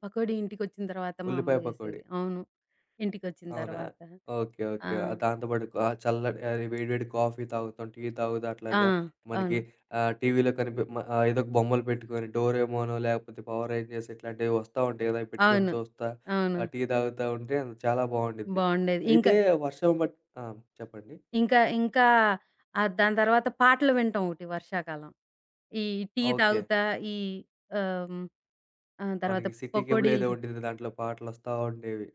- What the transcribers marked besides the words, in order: tapping; in English: "పవర్ రేంజర్స్"; in English: "సిటీ కేబుల్"
- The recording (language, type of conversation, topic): Telugu, podcast, వర్షకాలంలో మీకు అత్యంత గుర్తుండిపోయిన అనుభవం ఏది?